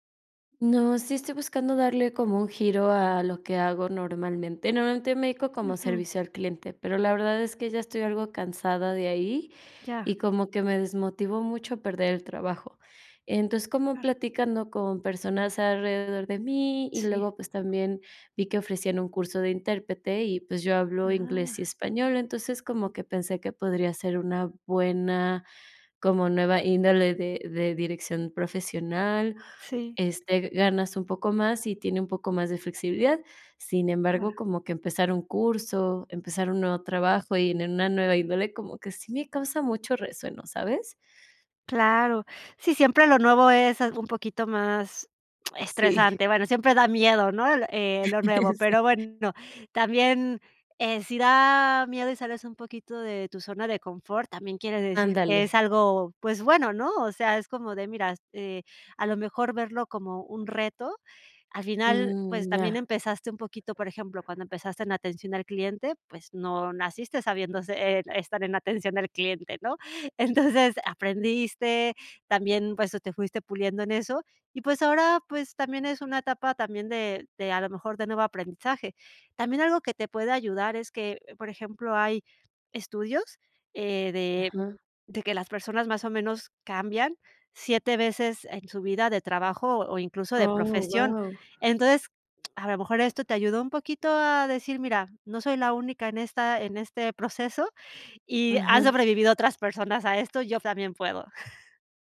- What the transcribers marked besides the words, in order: chuckle; laughing while speaking: "Entonces"; chuckle
- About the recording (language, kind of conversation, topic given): Spanish, advice, ¿Cómo puedo replantear mi rumbo profesional después de perder mi trabajo?